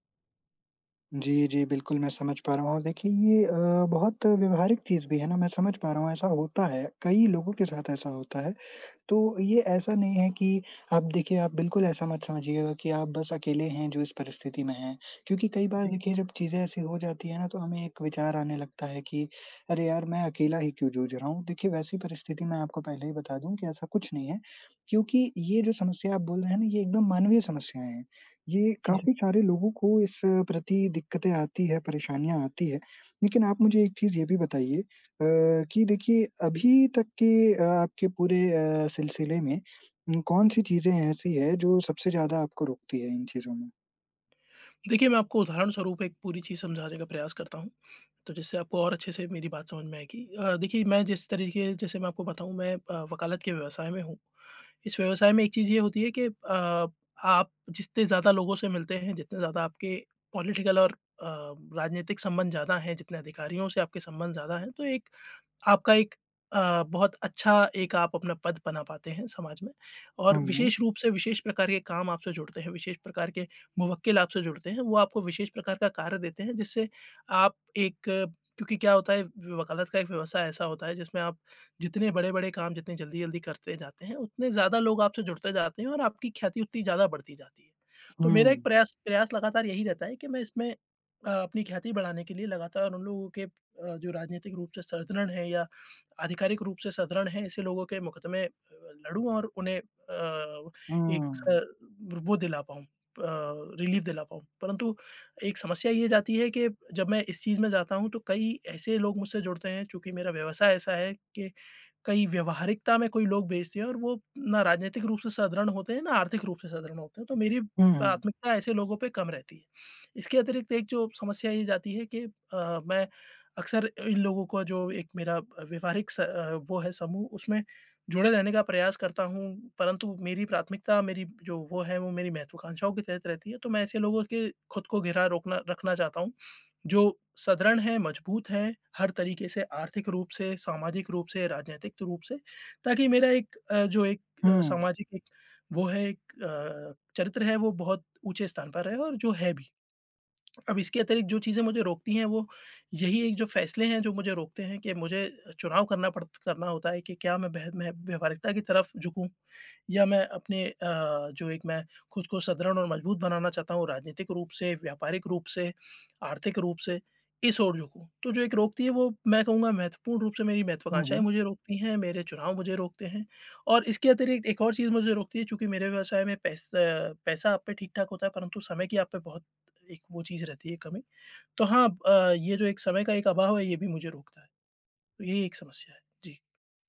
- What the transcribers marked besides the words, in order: other background noise; tapping; in English: "पॉलिटिकल"; in English: "रिलीफ"
- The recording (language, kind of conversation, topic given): Hindi, advice, क्या अत्यधिक महत्वाकांक्षा और व्यवहारिकता के बीच संतुलन बनाकर मैं अपने लक्ष्यों को बेहतर ढंग से हासिल कर सकता/सकती हूँ?